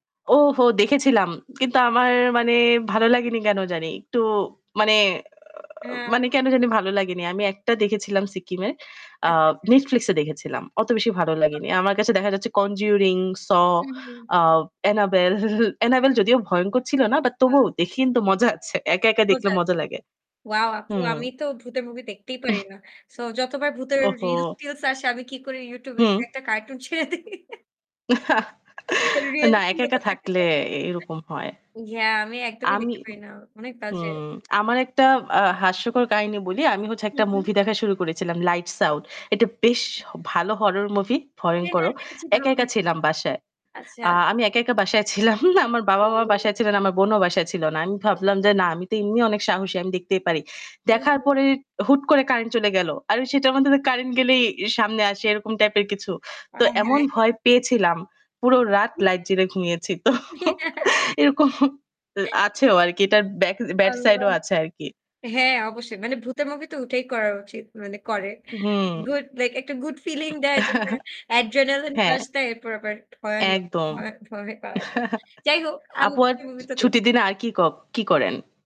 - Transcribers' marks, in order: static; "'Siccin' এর" said as "সিকিমের"; distorted speech; laugh; chuckle; "ওটাই" said as "উটাই"; chuckle; in English: "adrenaline rush"; chuckle
- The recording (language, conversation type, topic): Bengali, unstructured, সাধারণত ছুটির দিনে আপনি কী করেন?